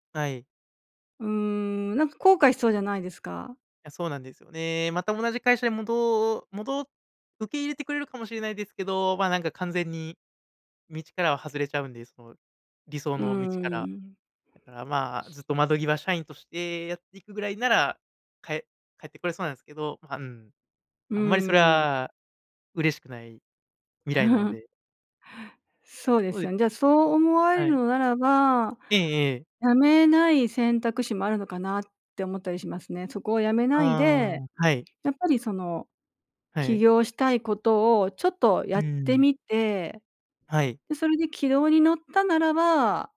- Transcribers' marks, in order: sniff; chuckle
- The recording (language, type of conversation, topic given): Japanese, advice, 起業すべきか、それとも安定した仕事を続けるべきかをどのように判断すればよいですか？